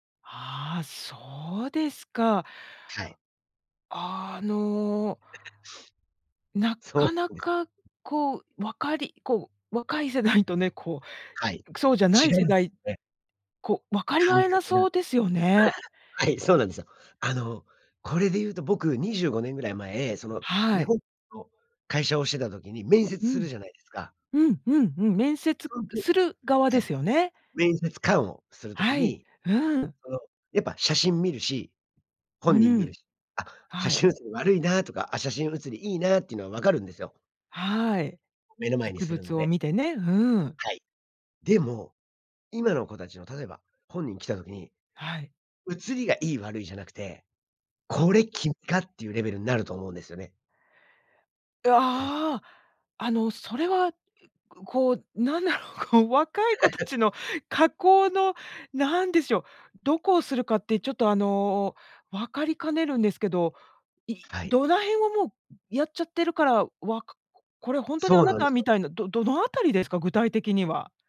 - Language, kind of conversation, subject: Japanese, podcast, 写真加工やフィルターは私たちのアイデンティティにどのような影響を与えるのでしょうか？
- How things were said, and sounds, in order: chuckle; other background noise; tapping; chuckle; laughing while speaking: "なんだろう、こう、若い子たちの"; laugh